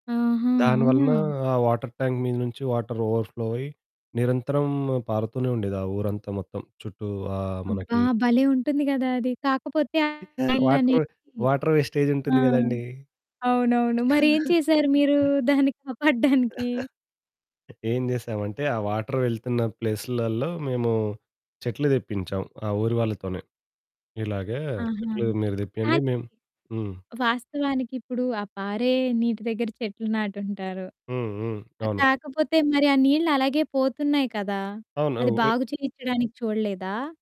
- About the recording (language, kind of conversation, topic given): Telugu, podcast, మీరు నివసించే ప్రాంతంలో ప్రకృతిని రక్షించడానికి మీరు ఏమేమి చేయగలరు?
- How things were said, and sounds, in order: in English: "వాటర్ ట్యాంక్"; in English: "వాటర్ ఓవర్ ఫ్లో"; in English: "వాటర్, వాటర్ వేస్టేజ్"; distorted speech; chuckle; other background noise; giggle; chuckle; in English: "వాటర్"